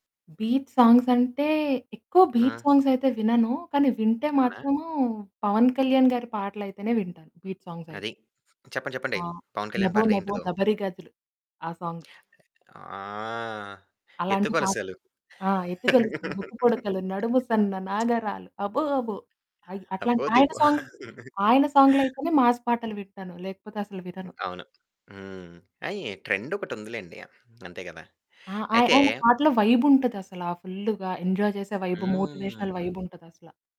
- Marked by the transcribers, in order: static; in English: "బీట్ సాంగ్స్"; in English: "బీట్ సాంగ్స్"; tapping; in English: "బీట్ సాంగ్స్"; "పాటలేంటిదో" said as "పర్రేంటిదో"; in English: "సాంగ్"; other noise; singing: "ఎత్తుగొలుసులు ముక్కు పుడకలు, నడుము సన్న నాగరాలు అబ్బో అబ్బో!"; laugh; singing: "అబో దిబో!"; in English: "సాంగ్"; in English: "మాస్"; laugh; in English: "ట్రెండ్"; in English: "వైబ్"; in English: "ఎంజాయ్"; in English: "వైబ్ మోటివేషనల్ వైబ్"
- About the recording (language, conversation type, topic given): Telugu, podcast, ఏ పాటలు మీకు ప్రశాంతతను కలిగిస్తాయి?